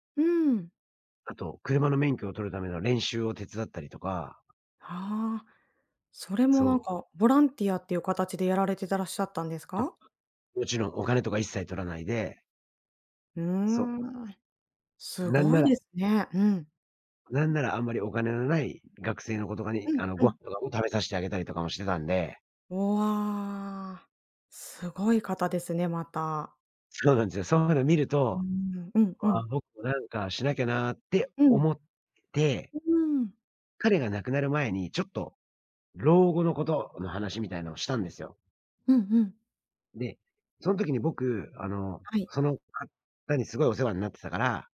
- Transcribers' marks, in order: other background noise; tapping
- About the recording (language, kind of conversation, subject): Japanese, advice, 退職後に新しい日常や目的を見つけたいのですが、どうすればよいですか？